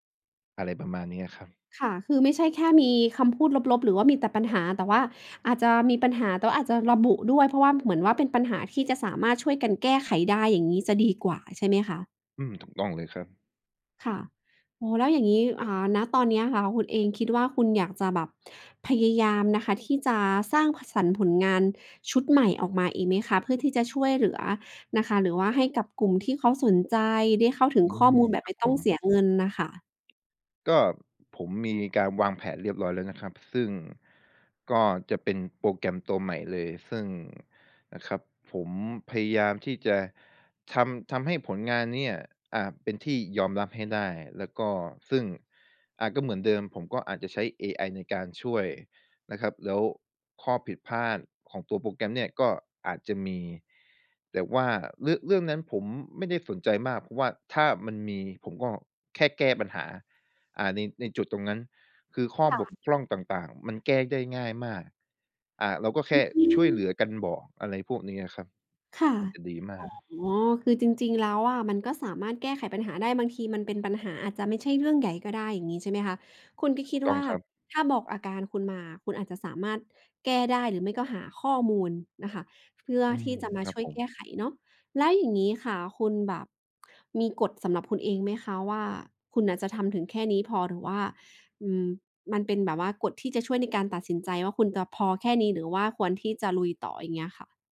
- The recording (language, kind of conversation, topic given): Thai, podcast, คุณรับมือกับความอยากให้ผลงานสมบูรณ์แบบอย่างไร?
- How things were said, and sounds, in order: tapping